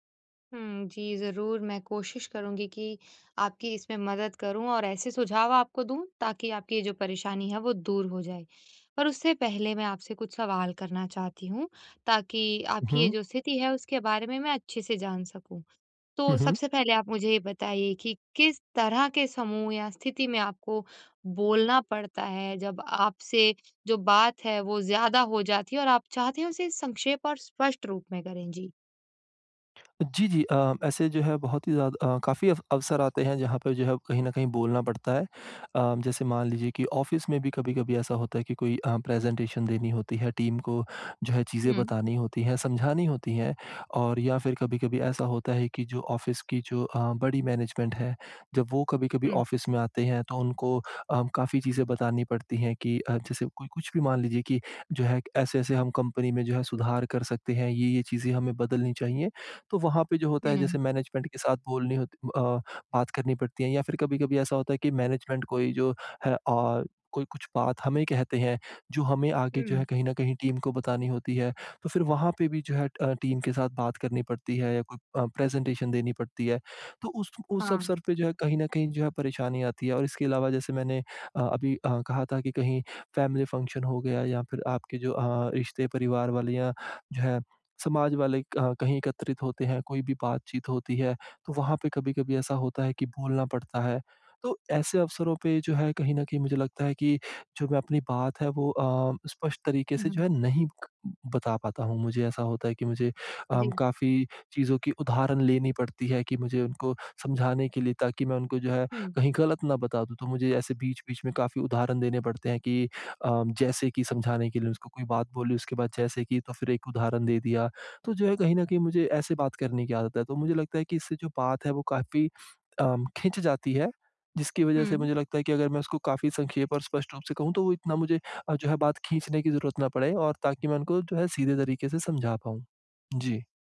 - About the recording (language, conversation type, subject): Hindi, advice, मैं अपनी बात संक्षेप और स्पष्ट रूप से कैसे कहूँ?
- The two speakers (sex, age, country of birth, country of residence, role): female, 25-29, India, India, advisor; male, 25-29, India, India, user
- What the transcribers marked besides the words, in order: in English: "ऑफ़िस"; in English: "प्रेज़ेटेशन"; in English: "टीम"; tapping; in English: "ऑफ़िस"; in English: "मैनेज़मेंट"; in English: "ऑफ़िस"; in English: "कंपनी"; in English: "मैनेज़मेंट"; in English: "मैनेज़मेंट"; in English: "टीम"; in English: "टीम"; in English: "प्रेज़ेंटेशन"; in English: "फ़ेेमिली फ़ंक्शन"